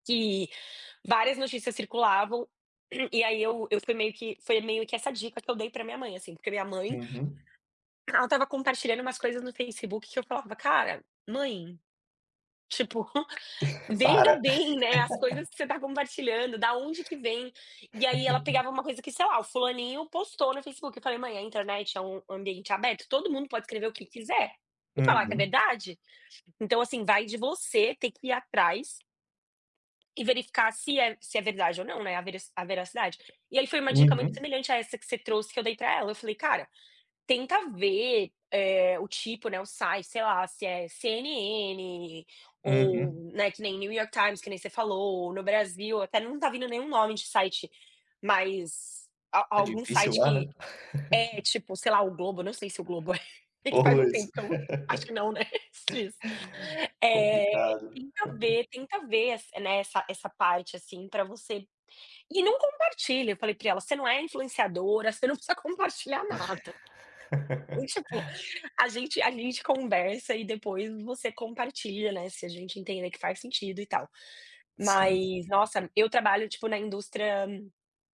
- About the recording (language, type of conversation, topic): Portuguese, unstructured, Como você decide em quem confiar nas notícias?
- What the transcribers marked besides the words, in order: throat clearing; tapping; other background noise; chuckle; chuckle; laugh; chuckle; laugh; chuckle; giggle; chuckle; laugh